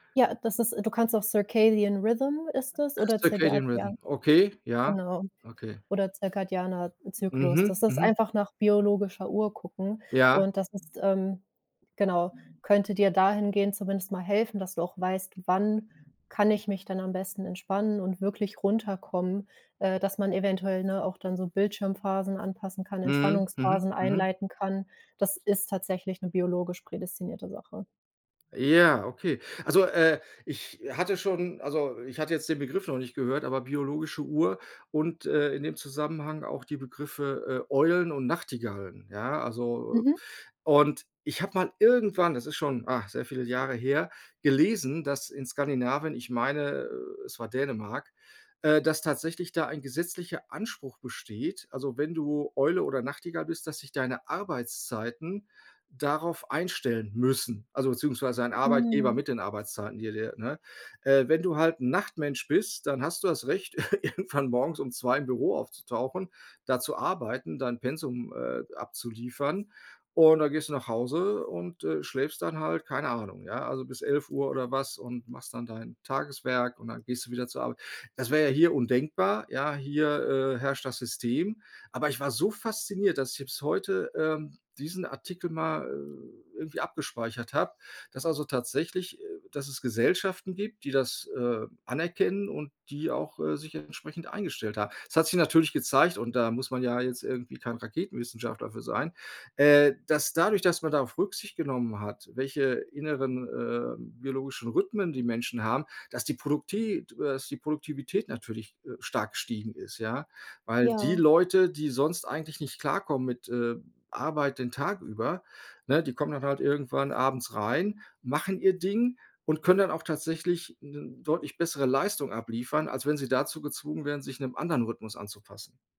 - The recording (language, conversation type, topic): German, advice, Wie kann ich abends besser ohne Bildschirme entspannen?
- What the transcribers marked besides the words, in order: in English: "Circadian Rhythm"; in English: "Circadian Rhythm"; stressed: "müssen"; unintelligible speech; cough; "Produktivität" said as "Produktät"; other background noise